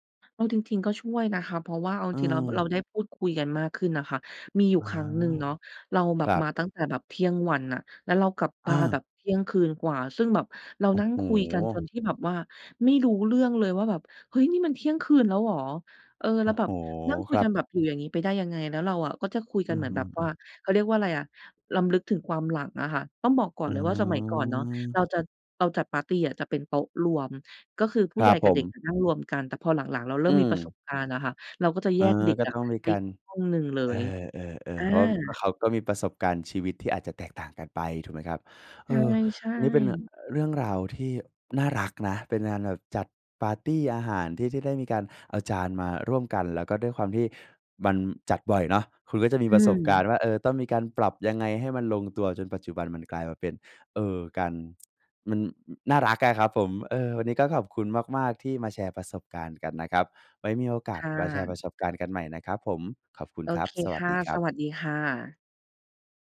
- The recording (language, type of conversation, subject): Thai, podcast, เคยจัดปาร์ตี้อาหารแบบแชร์จานแล้วเกิดอะไรขึ้นบ้าง?
- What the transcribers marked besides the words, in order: other background noise; drawn out: "อ๋อ"; tsk